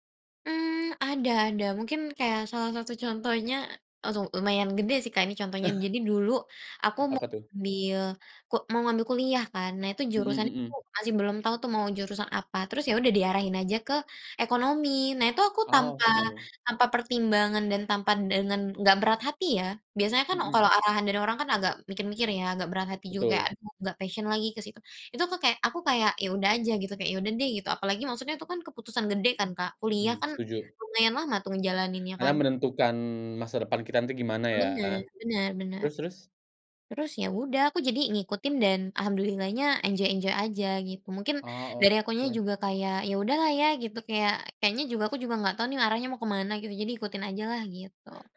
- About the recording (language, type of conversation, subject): Indonesian, podcast, Bagaimana kamu membedakan keinginanmu sendiri dari pengaruh orang lain?
- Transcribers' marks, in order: chuckle; unintelligible speech; in English: "passion"; other background noise; in English: "enjoy-enjoy"